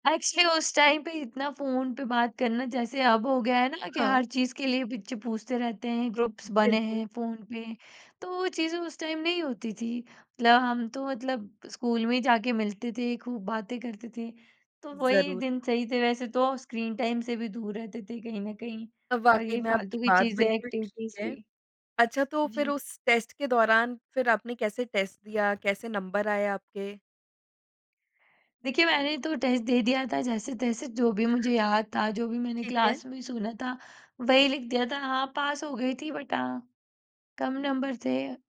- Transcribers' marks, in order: in English: "एक्चुअली"; in English: "टाइम"; in English: "ग्रुप्स"; in English: "टाइम"; in English: "टाइम"; in English: "एक्टिविटीज़"; in English: "टेस्ट"; in English: "टेस्ट"; in English: "टेस्ट"; other background noise; in English: "क्लास"; in English: "बट"
- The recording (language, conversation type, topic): Hindi, podcast, छुट्टी लेने पर अपराधबोध कैसे कम किया जा सकता है?
- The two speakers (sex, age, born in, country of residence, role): female, 20-24, India, India, guest; female, 25-29, India, India, host